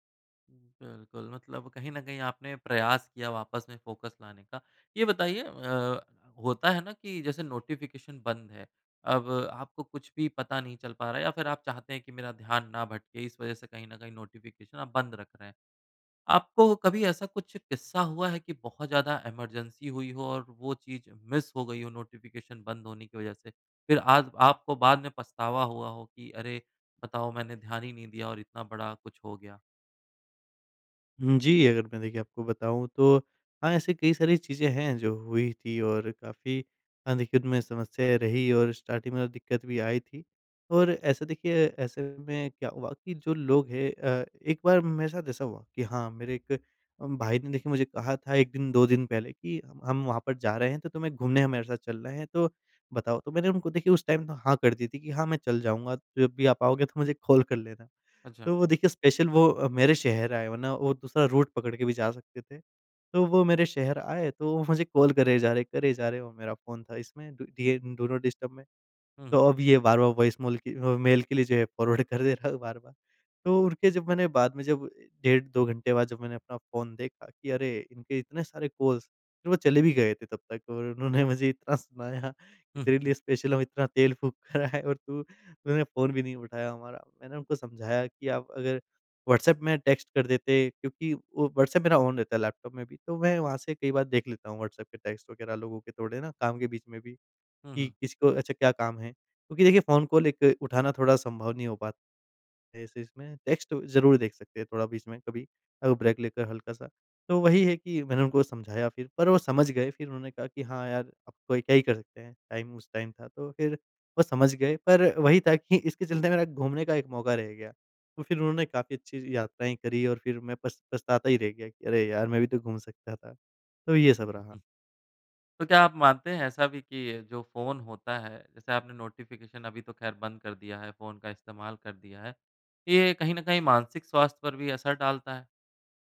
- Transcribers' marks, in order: in English: "फ़ोकस"; in English: "इमरजेंसी"; in English: "स्टार्टिंग"; in English: "टाइम"; laughing while speaking: "तो मुझे कॉल"; in English: "कॉल"; in English: "रूट"; laughing while speaking: "वो मुझे"; in English: "कॉल"; in English: "डु डिएन डू नॉट डिस्टर्ब"; "मेल" said as "मोल"; laughing while speaking: "फॉरवर्ड कर दे रहा है"; in English: "फॉरवर्ड"; in English: "कॉल्स"; laughing while speaking: "उन्होंने"; laughing while speaking: "सुनाया"; in English: "स्पेशल"; laughing while speaking: "कर आए"; in English: "टेक्स्ट"; in English: "ऑन"; in English: "टेक्स्ट"; in English: "कॉल"; in English: "टेक्स्ट"; in English: "ब्रेक"; in English: "टाइम"; in English: "टाइम"; tapping; unintelligible speech
- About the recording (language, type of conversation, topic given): Hindi, podcast, फोन और नोटिफिकेशन से ध्यान भटकने से आप कैसे बचते हैं?